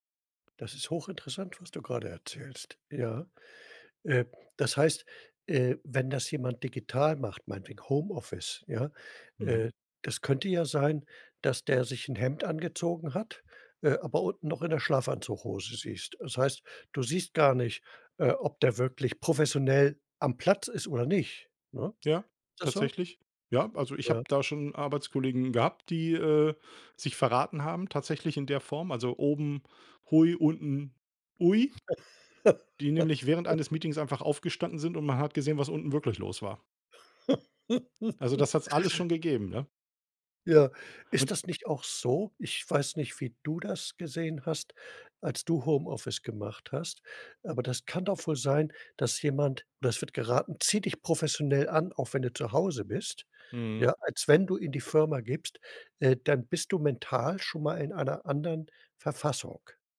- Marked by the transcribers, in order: laugh; laugh
- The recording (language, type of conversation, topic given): German, podcast, Wie stehst du zu Homeoffice im Vergleich zum Büro?